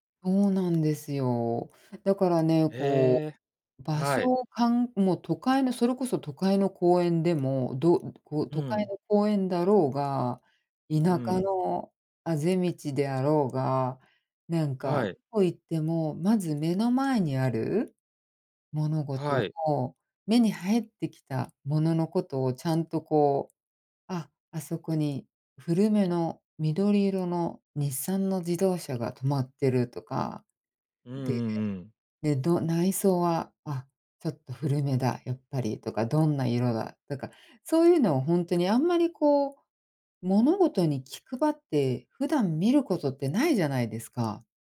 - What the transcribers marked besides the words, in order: none
- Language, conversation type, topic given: Japanese, podcast, 都会の公園でもできるマインドフルネスはありますか？